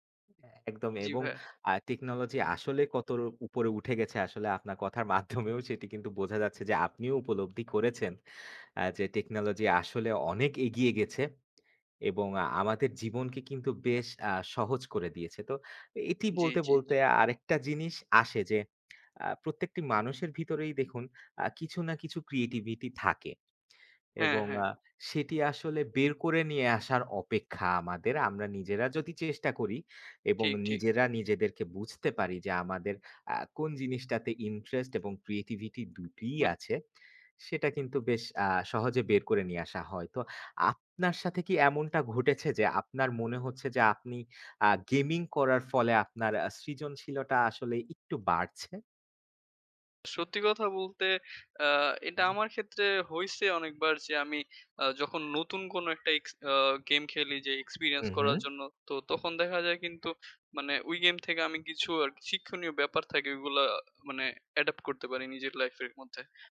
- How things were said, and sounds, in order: other background noise; laughing while speaking: "কথার মাধ্যমেও"; lip smack; other animal sound
- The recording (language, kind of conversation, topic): Bengali, unstructured, ভার্চুয়াল গেমিং কি আপনার অবসর সময়ের সঙ্গী হয়ে উঠেছে?